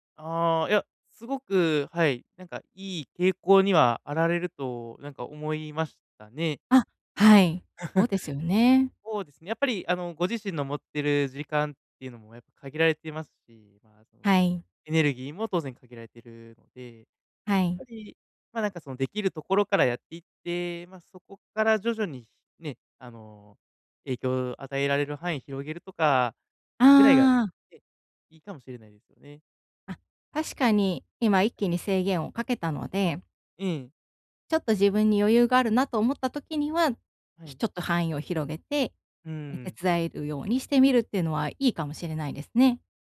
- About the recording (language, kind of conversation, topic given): Japanese, advice, 人にNOと言えず負担を抱え込んでしまうのは、どんな場面で起きますか？
- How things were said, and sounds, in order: laugh